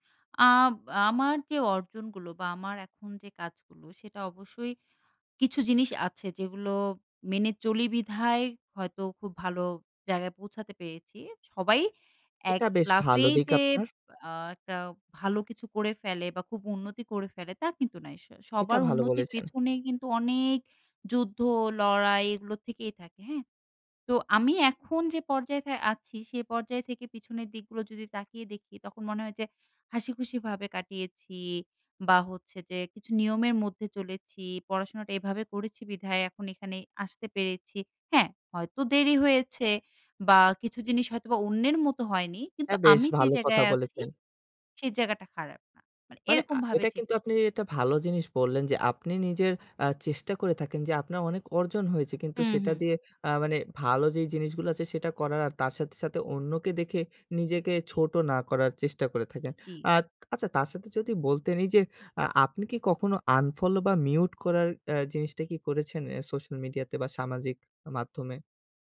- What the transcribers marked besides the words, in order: none
- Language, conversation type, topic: Bengali, podcast, সামাজিক তুলনা থেকে নিজেকে কীভাবে রক্ষা করা যায়?